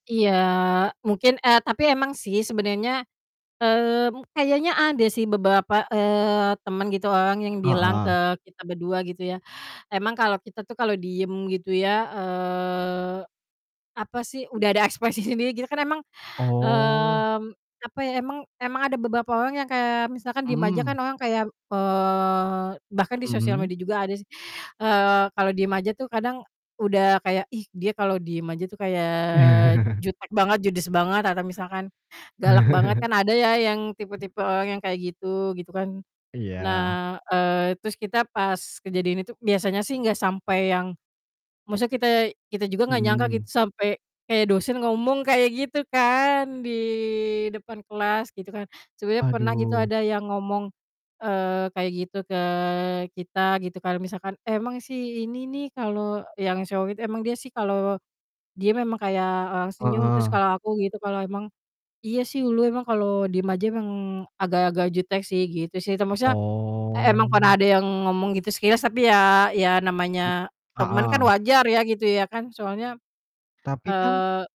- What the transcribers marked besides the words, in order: laughing while speaking: "ekspresi sendiri"; static; drawn out: "eee"; drawn out: "kayak"; chuckle; other background noise; chuckle; drawn out: "di"; "solid" said as "sowit"; drawn out: "Oh"
- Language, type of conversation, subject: Indonesian, unstructured, Pernahkah kamu merasa orang lain salah paham karena cara kamu mengekspresikan diri?